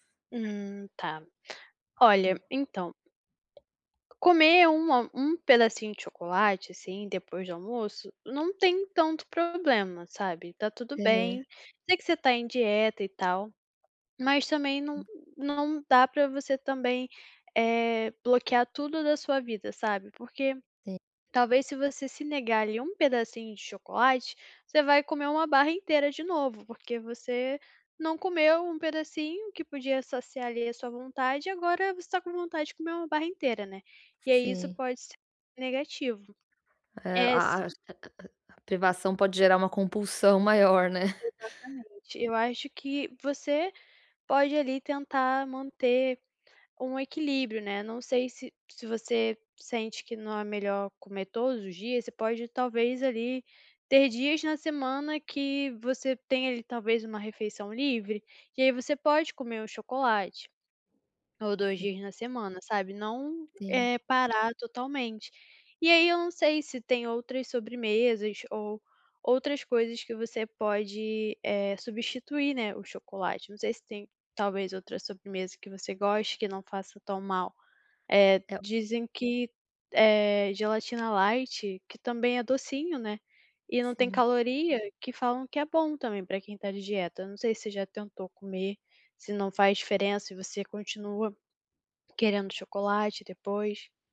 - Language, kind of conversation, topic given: Portuguese, advice, Como posso controlar os desejos por alimentos industrializados no dia a dia?
- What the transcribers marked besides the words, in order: tapping; other background noise; laughing while speaking: "né?"; in English: "light"